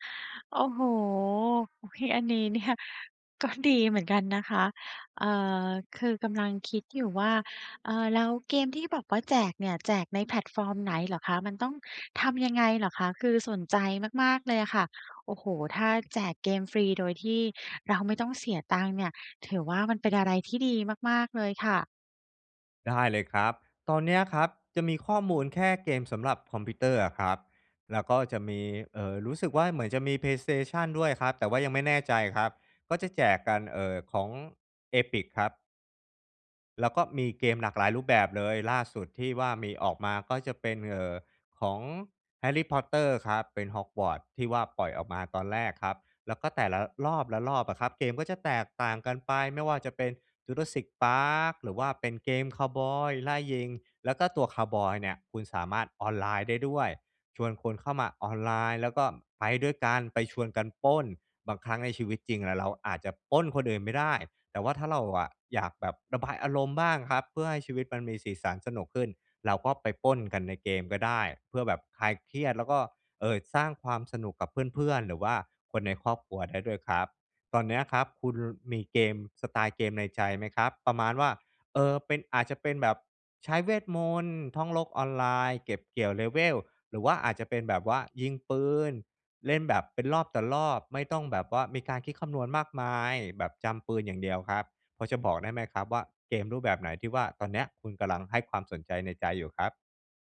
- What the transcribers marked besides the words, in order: laughing while speaking: "อันนี้เนี่ยก็ดีเหมือนกันนะคะ"
- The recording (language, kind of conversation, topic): Thai, advice, ฉันจะเริ่มค้นหาความชอบส่วนตัวของตัวเองได้อย่างไร?